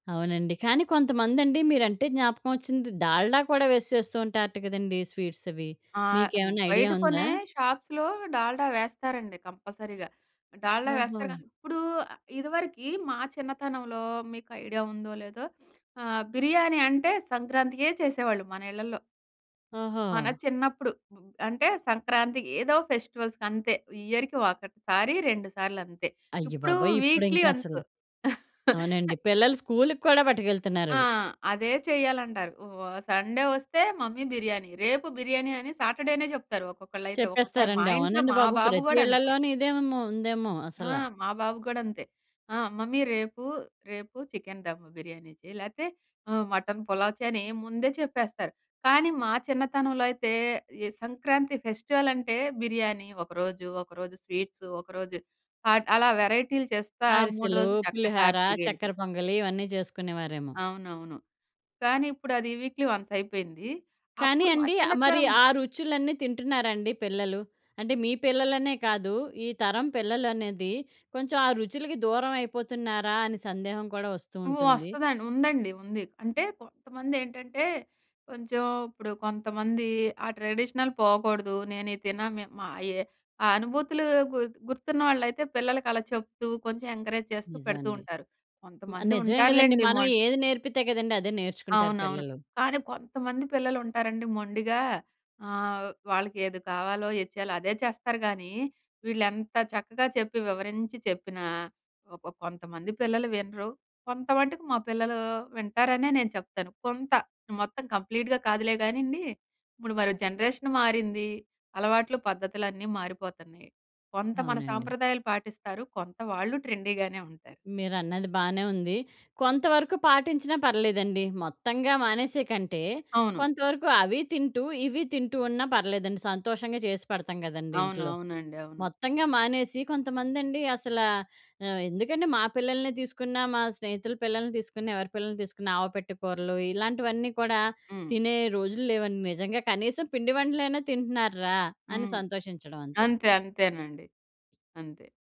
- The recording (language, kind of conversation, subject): Telugu, podcast, తెలుగు విందుల్లో ఆహారం పంచుకునే సంప్రదాయం ఏమిటి?
- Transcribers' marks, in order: in English: "షాప్స్‌లో"; sniff; other noise; in English: "ఇయర్‌కి"; tapping; in English: "వీక్లీ వన్స్"; chuckle; in English: "సండే"; in English: "మమ్మీ"; in English: "సాటర్డేనే"; in English: "మమ్మీ"; in English: "చికెన్"; in English: "హాట్"; in English: "హ్యాపీగా"; in English: "వీక్లీ"; other background noise; in English: "ట్రెడిషనల్"; in English: "ఎంకరేజ్"; in English: "కంప్లీట్‌గా"; in English: "జనరేషన్"; in English: "ట్రెండీగానే"